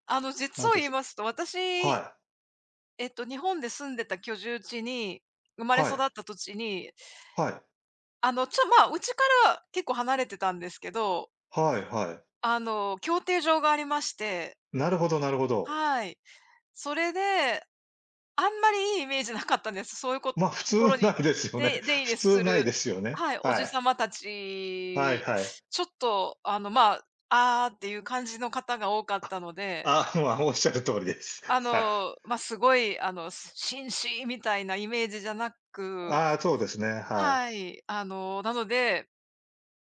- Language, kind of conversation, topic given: Japanese, unstructured, 働き始めてから、いちばん嬉しかった瞬間はいつでしたか？
- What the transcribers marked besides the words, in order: laughing while speaking: "ないですよね"; inhale; laughing while speaking: "ま、仰る通りです"; other background noise